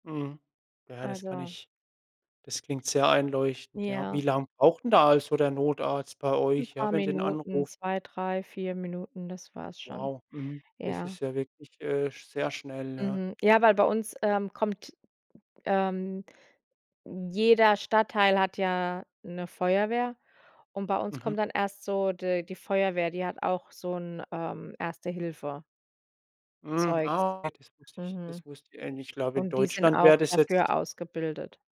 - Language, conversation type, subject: German, podcast, Wie gehst du mit Allergien bei Gästen um?
- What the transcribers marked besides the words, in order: other background noise